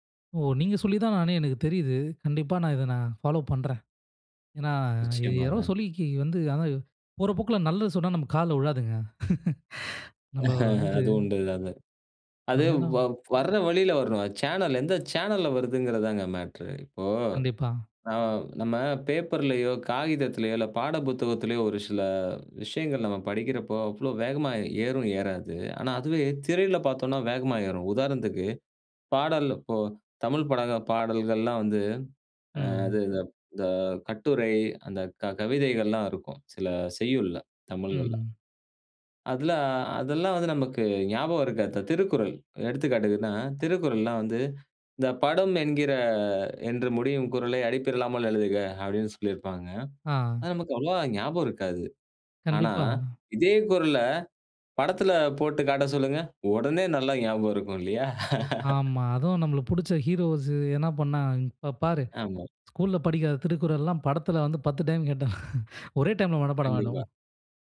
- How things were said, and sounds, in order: in English: "ஃபாலோ"; chuckle; in English: "சேனல்"; in English: "சேனல்ல"; drawn out: "என்கிற"; chuckle; in English: "ஹீரோஸ்"; chuckle; other background noise
- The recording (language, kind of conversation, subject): Tamil, podcast, உணவில் சிறிய மாற்றங்கள் எப்படி வாழ்க்கையை பாதிக்க முடியும்?